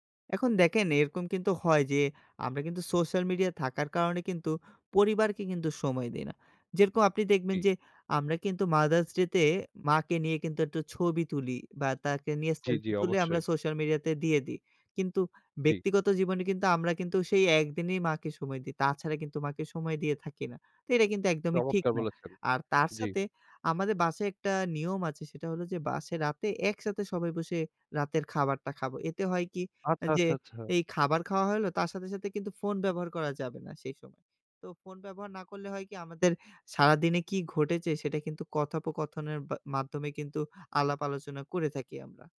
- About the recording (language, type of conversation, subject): Bengali, podcast, সোশ্যাল মিডিয়া আপনার মনোযোগ কীভাবে কেড়ে নিচ্ছে?
- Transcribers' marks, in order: none